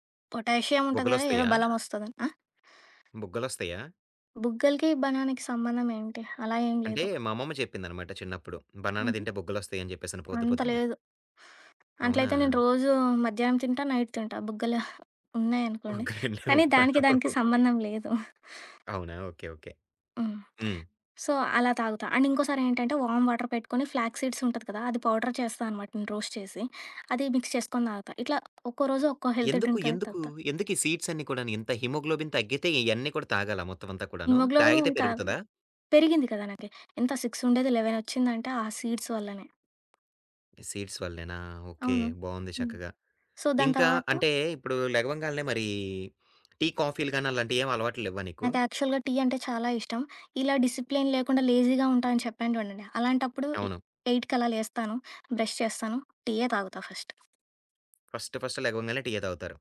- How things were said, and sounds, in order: other background noise; in English: "బనానికి"; in English: "బనానా"; in English: "నైట్"; unintelligible speech; chuckle; giggle; in English: "సో"; in English: "అండ్"; in English: "వార్మ్ వాటర్"; in English: "ఫ్లాగ్ సీడ్స్"; in English: "పౌడర్"; in English: "రోస్ట్"; in English: "మిక్స్"; tapping; in English: "హెల్తీ డ్రింక్"; in English: "సీడ్స్"; in English: "హిమోగ్లోబిన్"; in English: "హిమోగ్లోబిన్"; in English: "సిక్స్"; in English: "లెవెన్"; in English: "సీడ్స్"; in English: "సీడ్స్"; in English: "సో"; in English: "యాక్చువల్‌గా"; in English: "డిసి‌ప్లెయిన్"; in English: "ఎయిట్‌కలా"; in English: "ఫస్ట్"; in English: "ఫస్ట్ ఫస్ట్"
- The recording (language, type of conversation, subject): Telugu, podcast, ఉదయం లేవగానే మీరు చేసే పనులు ఏమిటి, మీ చిన్న అలవాట్లు ఏవి?
- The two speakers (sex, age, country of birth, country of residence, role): female, 25-29, India, India, guest; male, 25-29, India, Finland, host